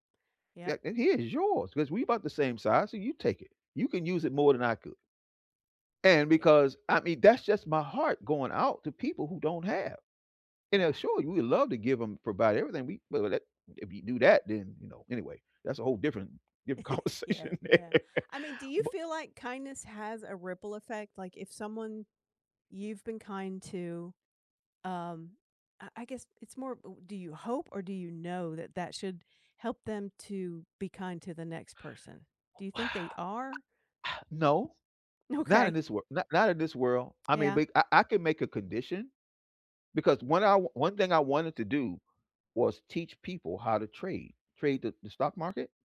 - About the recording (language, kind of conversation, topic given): English, unstructured, What role does kindness play in your daily life?
- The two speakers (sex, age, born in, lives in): female, 60-64, United States, United States; male, 60-64, United States, United States
- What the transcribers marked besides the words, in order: chuckle; laugh; tapping